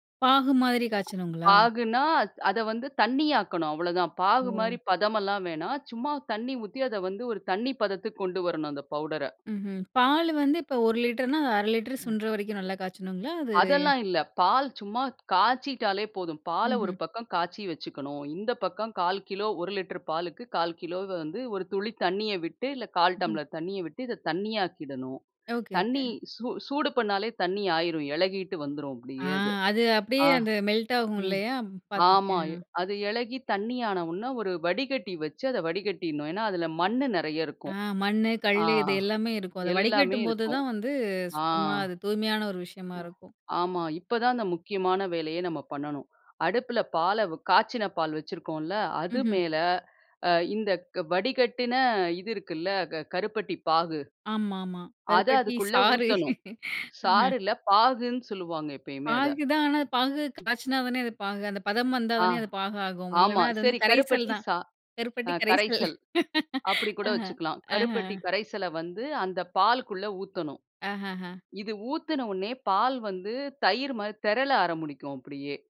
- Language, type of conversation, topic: Tamil, podcast, பண்டிகை இனிப்புகளை வீட்டிலேயே எப்படி சமைக்கிறாய்?
- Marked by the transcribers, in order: tapping; in English: "மெல்ட்"; other noise; laugh; laugh